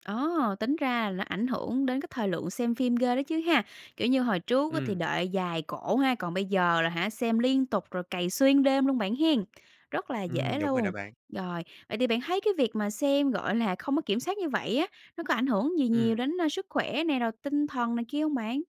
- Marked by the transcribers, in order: tapping
- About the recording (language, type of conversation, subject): Vietnamese, podcast, Bạn nghĩ việc xem phim qua các nền tảng phát trực tuyến đã làm thay đổi cách chúng ta xem phim như thế nào?